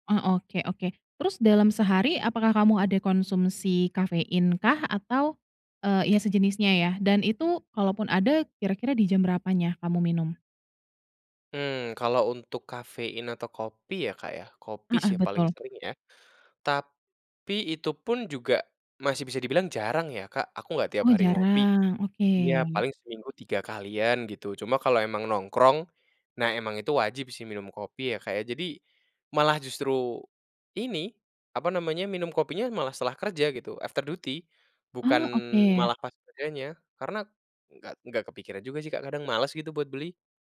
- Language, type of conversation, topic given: Indonesian, advice, Mengapa Anda sulit bangun pagi dan menjaga rutinitas?
- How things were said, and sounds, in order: in English: "after duty"